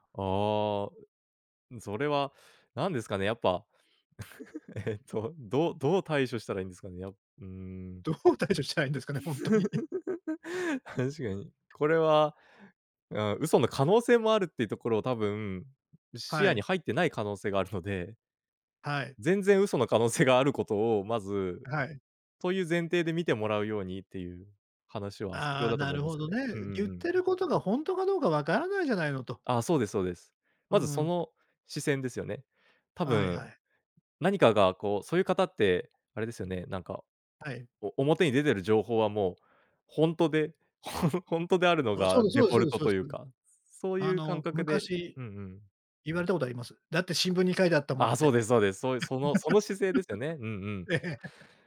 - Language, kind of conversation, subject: Japanese, podcast, SNSのフェイクニュースには、どう対処すればよいですか？
- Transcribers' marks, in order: chuckle; laughing while speaking: "どう対処したらいいんですかね、ほんとに"; giggle; other background noise; tapping; laughing while speaking: "ほん ほんと"; laugh; laughing while speaking: "ええ"